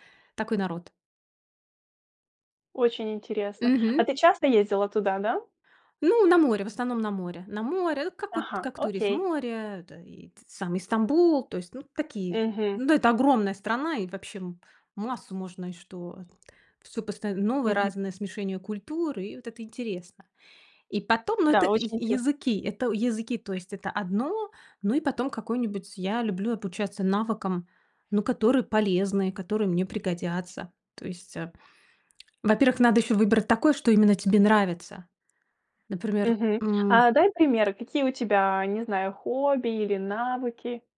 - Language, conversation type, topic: Russian, podcast, Что помогает тебе не бросать новое занятие через неделю?
- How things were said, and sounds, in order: unintelligible speech; tapping